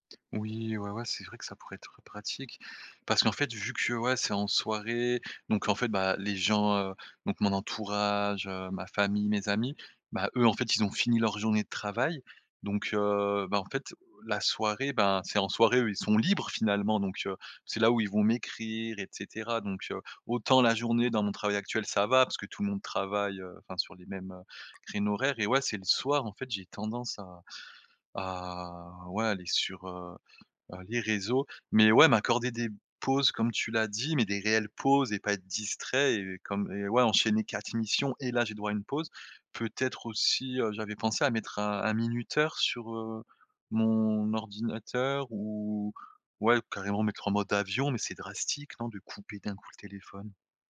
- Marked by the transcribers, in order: stressed: "libres"; other background noise; stressed: "pauses"
- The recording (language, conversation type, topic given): French, advice, Comment réduire les distractions numériques pendant mes heures de travail ?